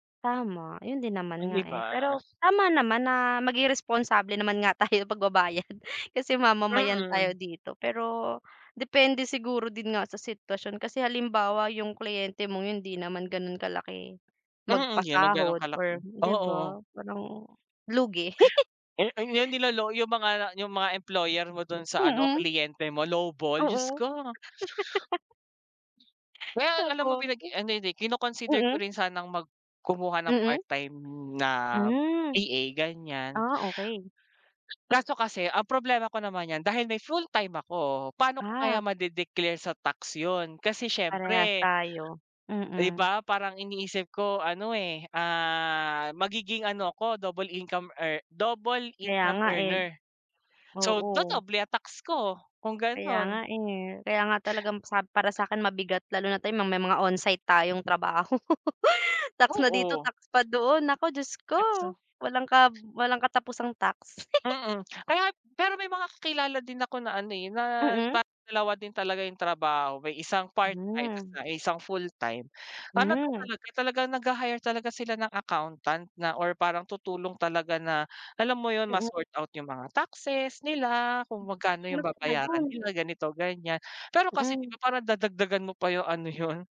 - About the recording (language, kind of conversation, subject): Filipino, unstructured, Ano ang pakiramdam mo tungkol sa mga taong nandaraya sa buwis para lang kumita?
- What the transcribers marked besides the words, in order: laughing while speaking: "tayo pagbabayad"; chuckle; laugh; laughing while speaking: "Naku"; in English: "double income earner"; laugh; chuckle; in English: "sort out"; other background noise; laughing while speaking: "yun?"